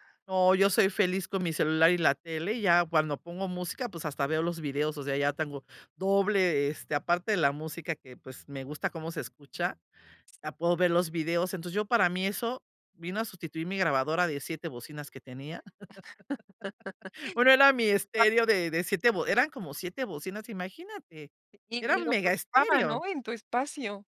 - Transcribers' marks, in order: laugh; unintelligible speech; laugh
- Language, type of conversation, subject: Spanish, podcast, ¿Qué consejos darías para amueblar un espacio pequeño?